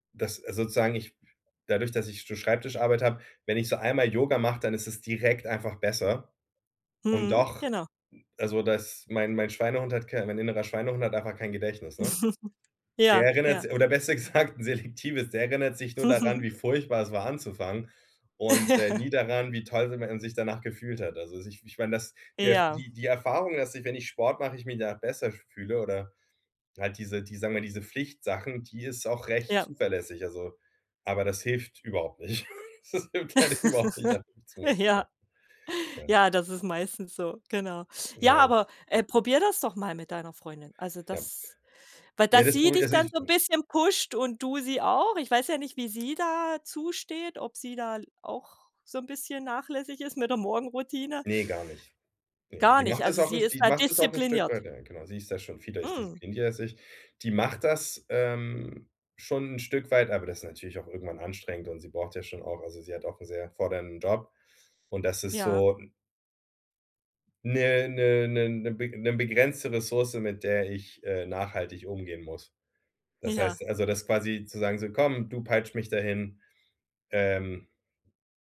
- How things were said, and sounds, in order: chuckle; laughing while speaking: "gesagt, selektives"; chuckle; chuckle; chuckle; laughing while speaking: "Das hilft leider überhaupt nicht, damit mich zu motivieren"; giggle; laughing while speaking: "Ja"; unintelligible speech; laughing while speaking: "Ja"
- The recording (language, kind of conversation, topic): German, advice, Warum klappt deine Morgenroutine nie pünktlich?